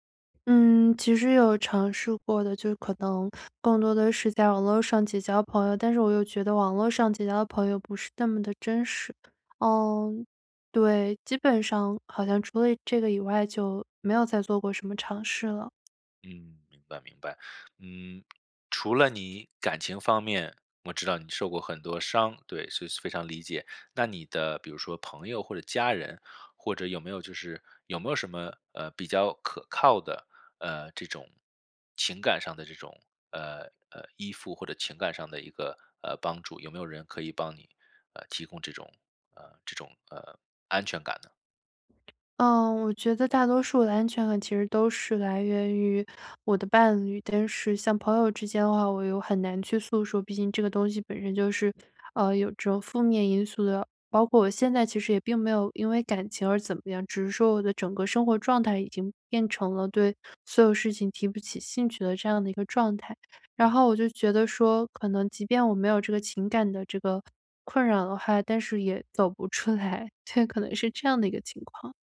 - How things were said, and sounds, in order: teeth sucking; other background noise; laughing while speaking: "走不出来，对"
- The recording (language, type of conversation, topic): Chinese, advice, 为什么我无法重新找回对爱好和生活的兴趣？